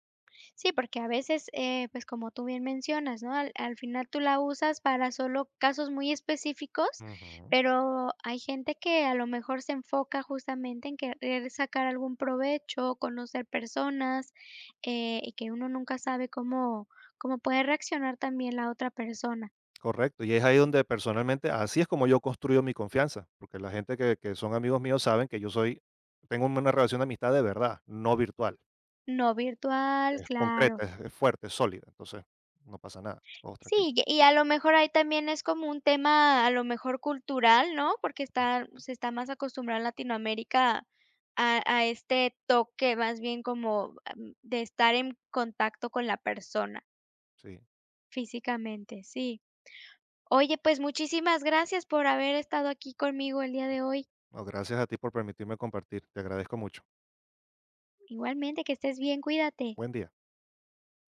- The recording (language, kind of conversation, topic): Spanish, podcast, ¿Cómo se construye la confianza en una pareja?
- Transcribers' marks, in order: none